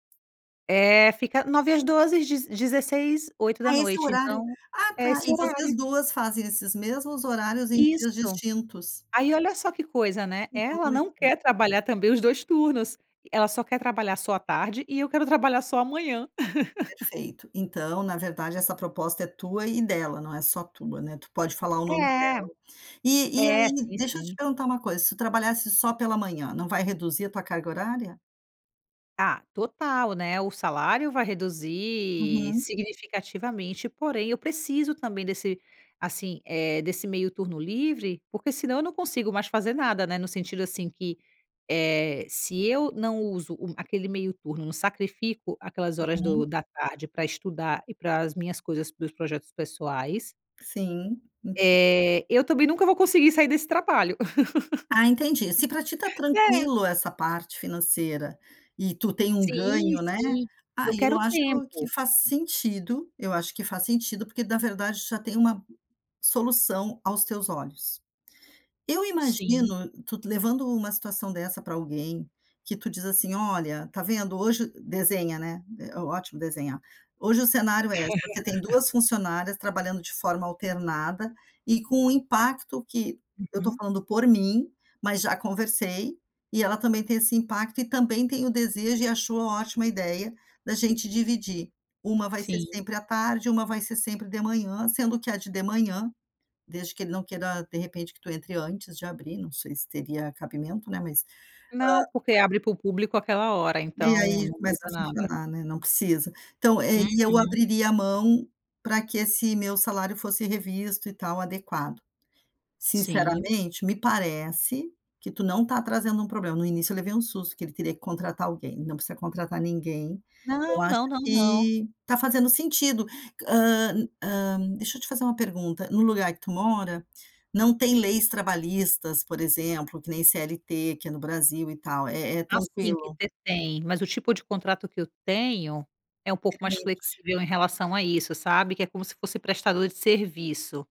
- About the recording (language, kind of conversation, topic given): Portuguese, advice, Como posso negociar com meu chefe a redução das minhas tarefas?
- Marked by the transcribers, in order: laugh; laugh; laugh; unintelligible speech